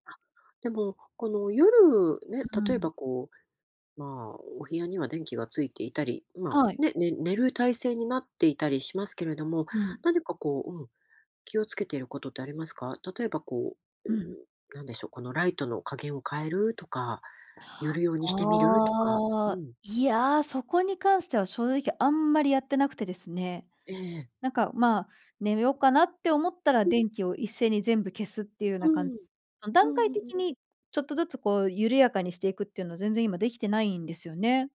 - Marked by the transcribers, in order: none
- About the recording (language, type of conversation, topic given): Japanese, podcast, 夜にスマホを使うと睡眠に影響があると感じますか？